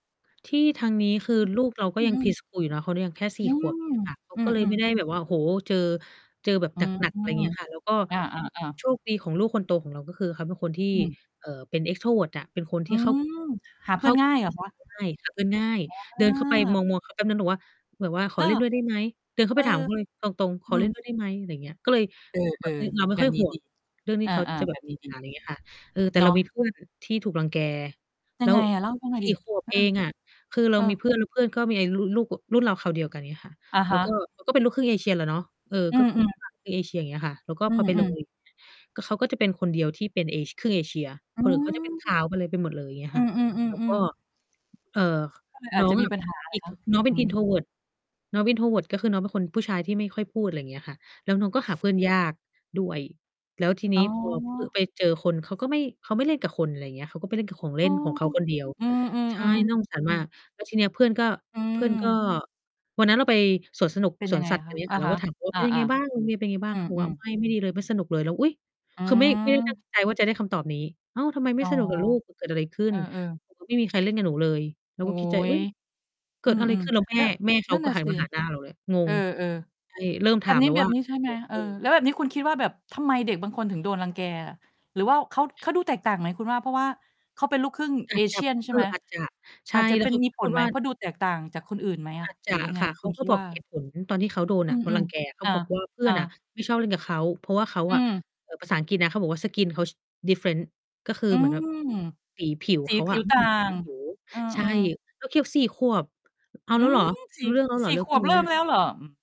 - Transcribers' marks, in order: static; unintelligible speech; distorted speech; in English: "pre-school"; mechanical hum; tapping; unintelligible speech; other background noise; in English: "skin"; in English: "different"
- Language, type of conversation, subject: Thai, unstructured, ทำไมเด็กบางคนถึงถูกเพื่อนรังแก?